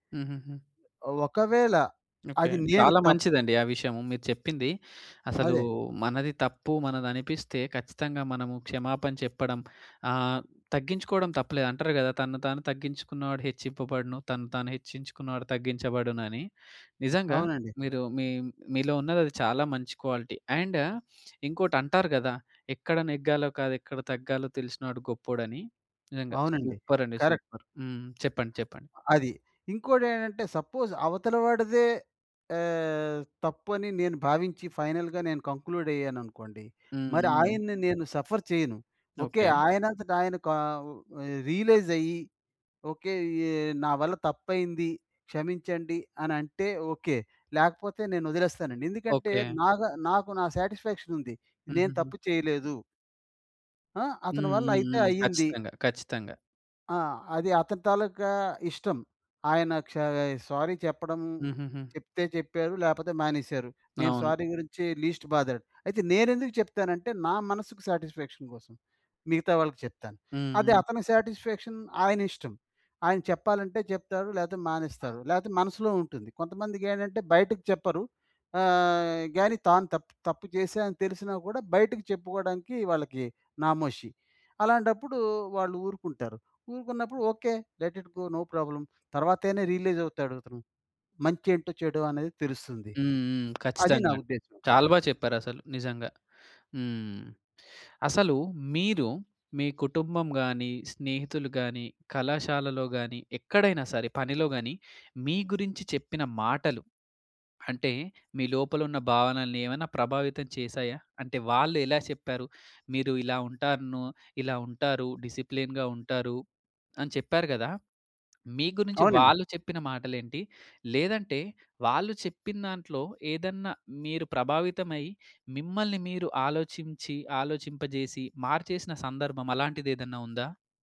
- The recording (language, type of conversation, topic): Telugu, podcast, నువ్వు నిన్ను ఎలా అర్థం చేసుకుంటావు?
- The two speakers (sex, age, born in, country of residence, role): male, 25-29, India, India, host; male, 55-59, India, India, guest
- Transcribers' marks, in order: sniff; tapping; in English: "సూపర్!"; in English: "కరెక్ట్"; in English: "సపోజ్"; in English: "ఫైనల్‌గా"; in English: "సఫర్"; other background noise; in English: "సారీ"; in English: "సారీ"; in English: "లీస్ట్"; in English: "సాటిస్‌ఫాక్షన్"; in English: "సాటిస్‌ఫాక్షన్"; in English: "లెట్ ఇట్ గో. నో ప్రాబ్లమ్"; in English: "రియలైజ్"; in English: "డిసిప్లిన్‌గా"